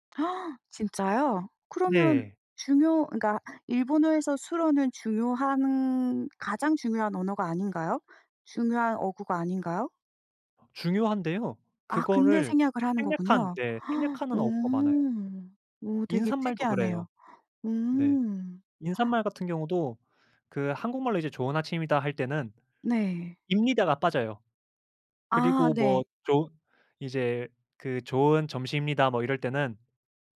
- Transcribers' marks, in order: gasp; gasp; gasp
- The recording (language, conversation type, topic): Korean, podcast, 문화적 차이 때문에 불편했던 경험이 있으신가요?